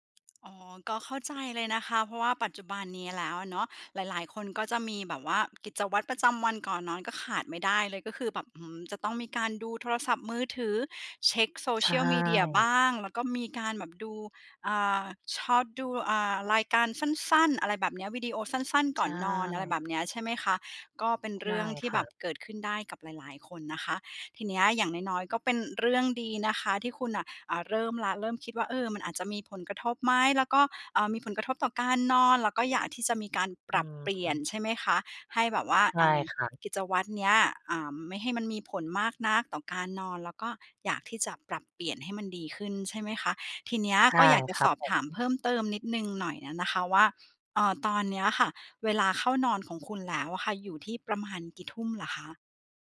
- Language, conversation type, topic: Thai, advice, อยากตั้งกิจวัตรก่อนนอนแต่จบลงด้วยจ้องหน้าจอ
- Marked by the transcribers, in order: tapping